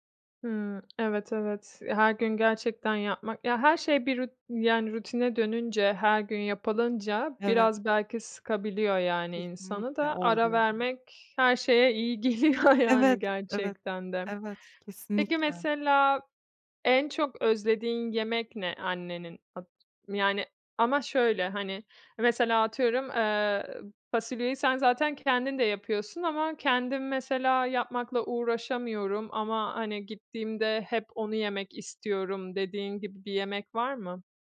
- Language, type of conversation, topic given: Turkish, podcast, Yemek yapma rutinin nasıl?
- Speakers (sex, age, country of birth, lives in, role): female, 25-29, Turkey, Germany, guest; female, 30-34, Turkey, Italy, host
- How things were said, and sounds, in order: tapping; other background noise; unintelligible speech; laughing while speaking: "geliyor"; unintelligible speech